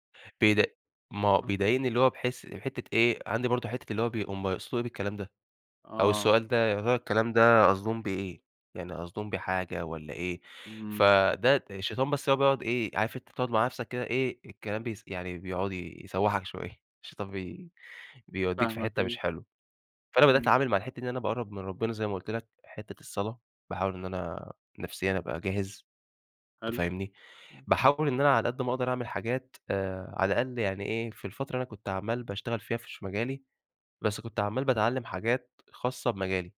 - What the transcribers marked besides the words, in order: none
- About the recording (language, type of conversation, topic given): Arabic, podcast, بتتعامل إزاي لما تحس إن حياتك مالهاش هدف؟